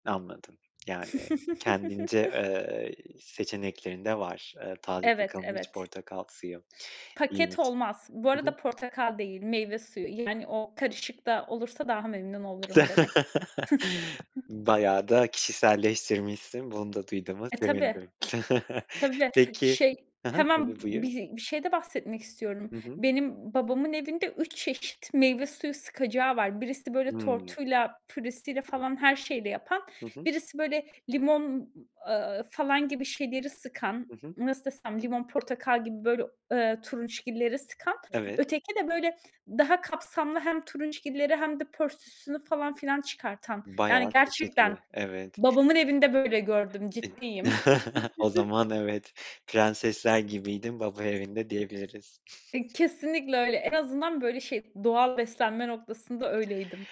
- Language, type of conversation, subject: Turkish, podcast, İyi bir kahvaltı senin için ne ifade ediyor?
- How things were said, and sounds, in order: other background noise; chuckle; chuckle; chuckle; chuckle; "posasını" said as "pörsüsünü"; tapping; chuckle; chuckle; chuckle